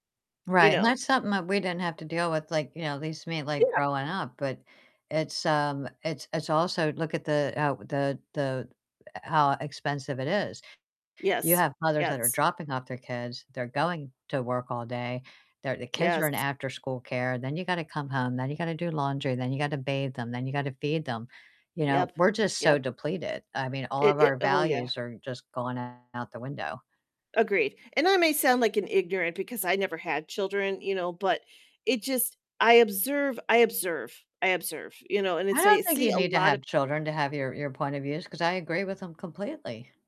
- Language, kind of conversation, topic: English, unstructured, Which topics would you include in your dream course?
- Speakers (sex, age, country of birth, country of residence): female, 50-54, United States, United States; female, 60-64, United States, United States
- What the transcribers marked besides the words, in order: distorted speech